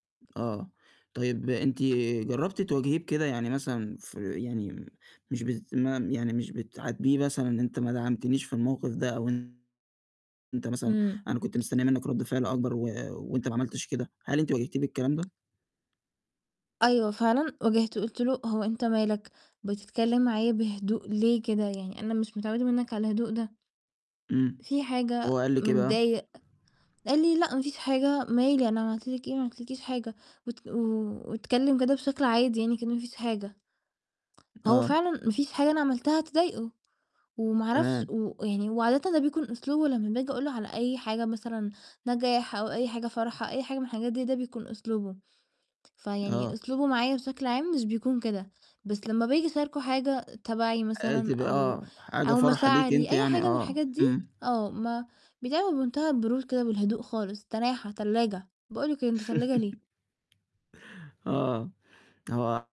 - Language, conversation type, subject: Arabic, advice, إيه اللي مخلّيك حاسس إن شريكك مش بيدعمك عاطفيًا، وإيه الدعم اللي محتاجه منه؟
- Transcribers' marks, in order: distorted speech; tapping; laugh